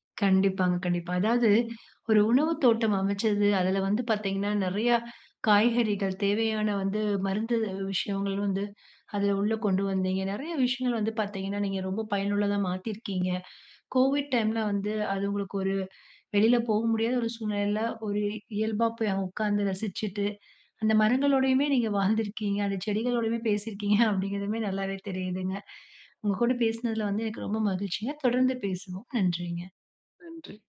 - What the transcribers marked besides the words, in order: in English: "கோவிட் டைம்ல"; laughing while speaking: "பேசியிருக்கீங்க"
- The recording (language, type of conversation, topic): Tamil, podcast, சிறிய உணவுத் தோட்டம் நமது வாழ்க்கையை எப்படிப் மாற்றும்?